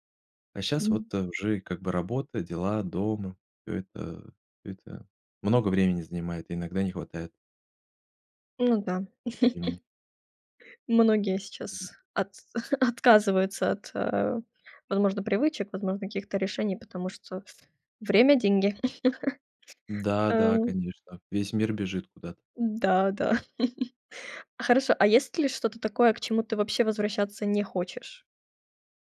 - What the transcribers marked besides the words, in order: laugh; other background noise; chuckle; laugh; laugh
- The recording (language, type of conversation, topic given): Russian, podcast, Как ты начинаешь менять свои привычки?